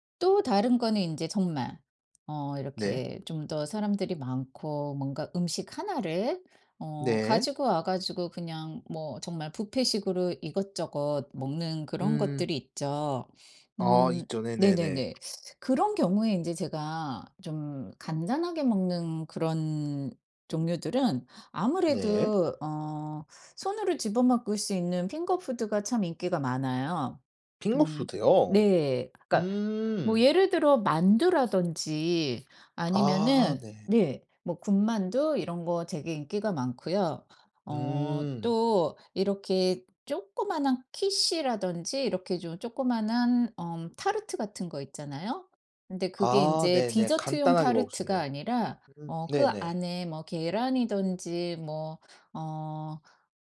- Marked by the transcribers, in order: other background noise; teeth sucking; in French: "키슈라든지"
- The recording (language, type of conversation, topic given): Korean, podcast, 간단히 나눠 먹기 좋은 음식 추천해줄래?